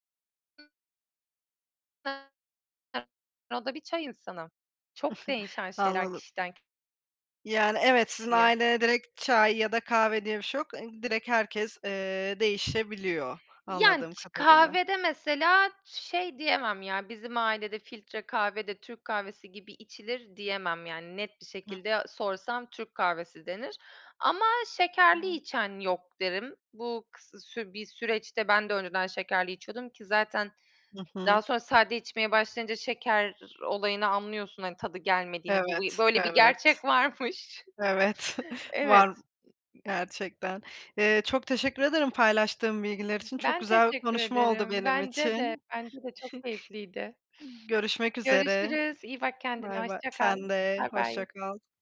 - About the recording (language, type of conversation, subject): Turkish, podcast, Kahve ya da çay ritüelini nasıl yaşıyorsun?
- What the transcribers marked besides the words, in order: unintelligible speech; unintelligible speech; unintelligible speech; giggle; unintelligible speech; chuckle; laughing while speaking: "varmış"; other background noise; giggle